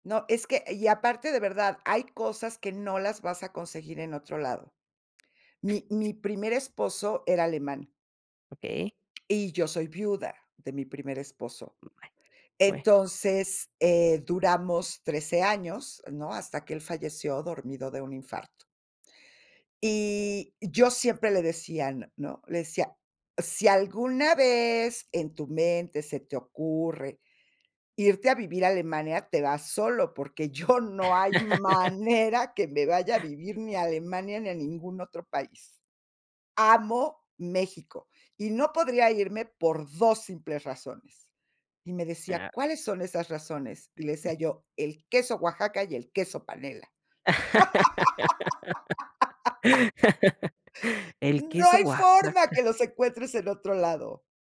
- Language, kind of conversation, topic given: Spanish, podcast, ¿Qué comida te conecta con tus raíces?
- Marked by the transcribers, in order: tapping; other background noise; other noise; laughing while speaking: "yo"; laugh; stressed: "manera"; stressed: "Amo"; unintelligible speech; laugh; laugh